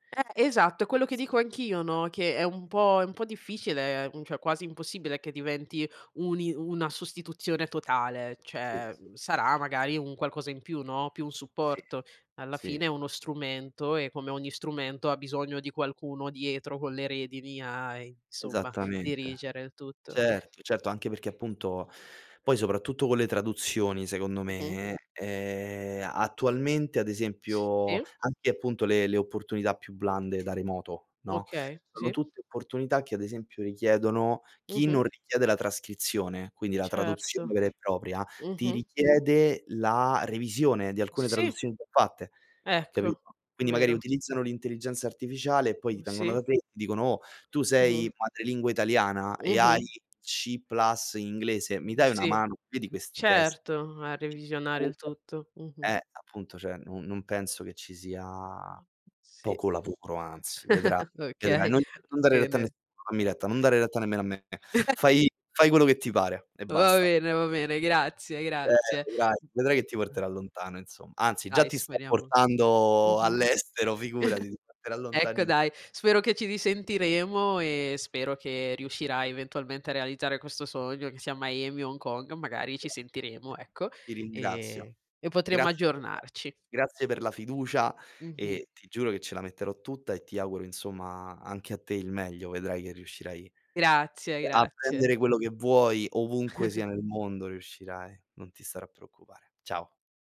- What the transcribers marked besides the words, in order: unintelligible speech; "cioè" said as "ceh"; other background noise; "cioè" said as "ceh"; drawn out: "sia"; unintelligible speech; chuckle; chuckle; other noise; chuckle; unintelligible speech; chuckle
- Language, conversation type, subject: Italian, unstructured, Qual è il primo posto al mondo che vorresti visitare?